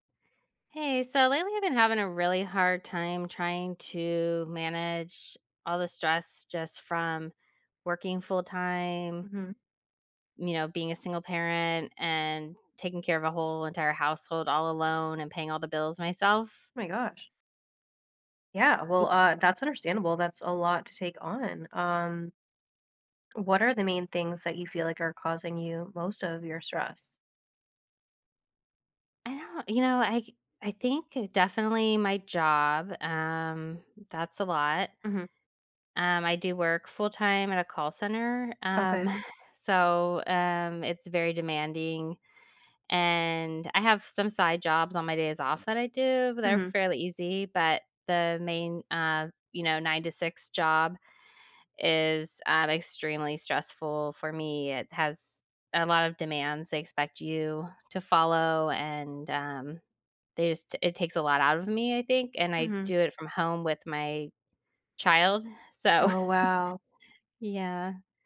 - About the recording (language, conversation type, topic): English, advice, How can I manage stress from daily responsibilities?
- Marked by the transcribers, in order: exhale; chuckle